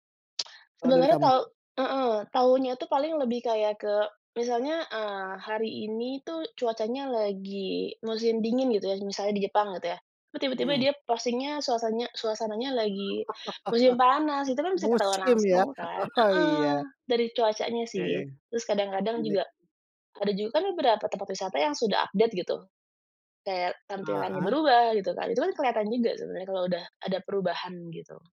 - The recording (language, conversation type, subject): Indonesian, podcast, Apa tipsmu supaya akun media sosial terasa otentik?
- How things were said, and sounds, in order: tsk; laugh; laughing while speaking: "Musim, ya? Oh, iya"; "Oke" said as "ke"; unintelligible speech; in English: "update"; tapping